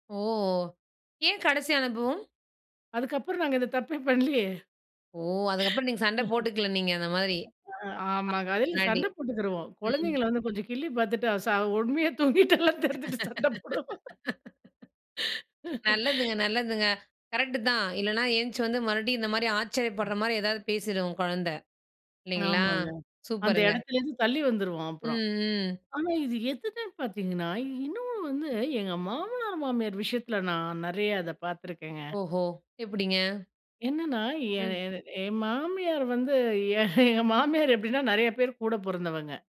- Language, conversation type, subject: Tamil, podcast, தந்தையும் தாயும் ஒரே விஷயத்தில் வெவ்வேறு கருத்துகளில் இருந்தால் அதை எப்படி சமாளிப்பது?
- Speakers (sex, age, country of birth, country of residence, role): female, 35-39, India, India, host; female, 40-44, India, India, guest
- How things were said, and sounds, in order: laugh; other background noise; unintelligible speech; laughing while speaking: "உண்மையா தூங்கிட்டாளானு தெரிஞ்சிட்டு சண்ட போடுவோம்"; laugh; laugh; laughing while speaking: "எ எங்க மாமியார் எப்டின்னா நறையா பேர் கூட பொறந்தவங்க"